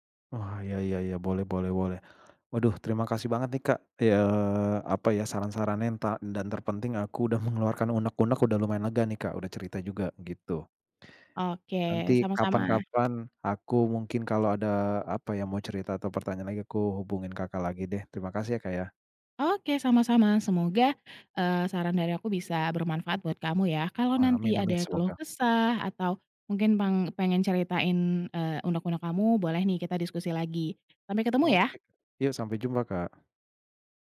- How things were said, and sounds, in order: none
- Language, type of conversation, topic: Indonesian, advice, Bagaimana cara menghadapi tekanan dari teman atau keluarga untuk mengikuti gaya hidup konsumtif?